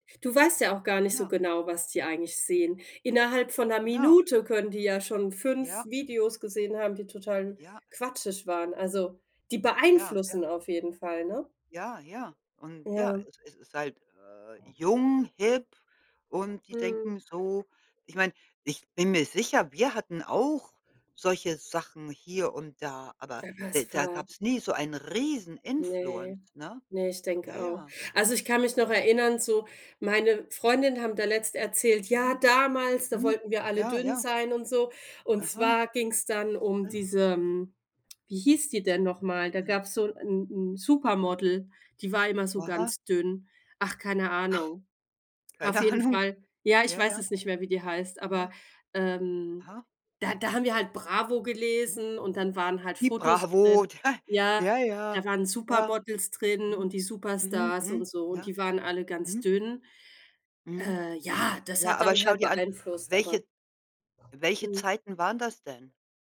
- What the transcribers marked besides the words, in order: other background noise; in English: "influence"; snort; laughing while speaking: "da"
- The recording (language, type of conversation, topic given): German, unstructured, Was nervt dich an neuer Technologie am meisten?